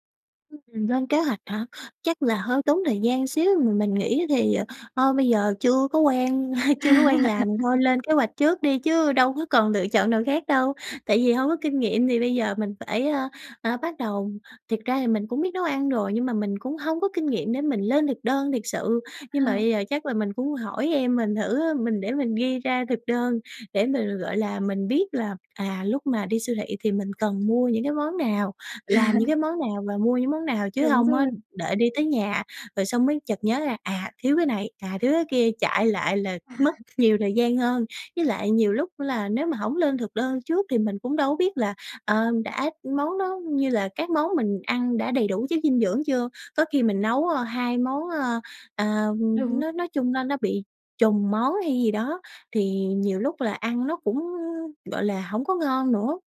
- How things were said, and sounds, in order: chuckle; laugh; other background noise; chuckle; tapping; chuckle
- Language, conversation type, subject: Vietnamese, advice, Làm sao để cân bằng dinh dưỡng trong bữa ăn hằng ngày một cách đơn giản?